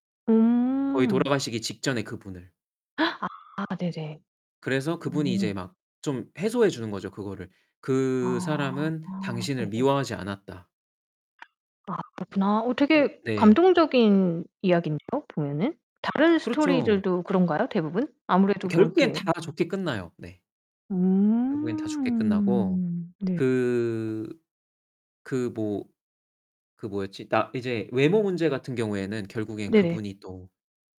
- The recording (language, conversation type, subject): Korean, podcast, 최근 빠져든 드라마에서 어떤 점이 가장 좋았나요?
- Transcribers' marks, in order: distorted speech; gasp; tapping; static; other background noise